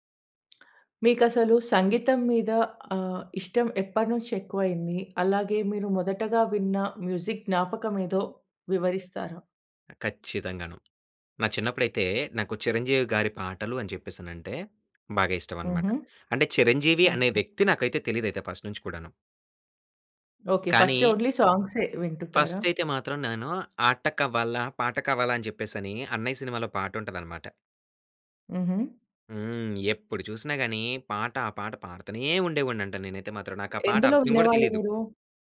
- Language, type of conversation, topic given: Telugu, podcast, మీకు గుర్తున్న మొదటి సంగీత జ్ఞాపకం ఏది, అది మీపై ఎలా ప్రభావం చూపింది?
- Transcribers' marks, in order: other background noise; in English: "మ్యూజిక్"; tapping; in English: "ఫస్ట్"; in English: "ఫస్ట్ ఓన్లీ"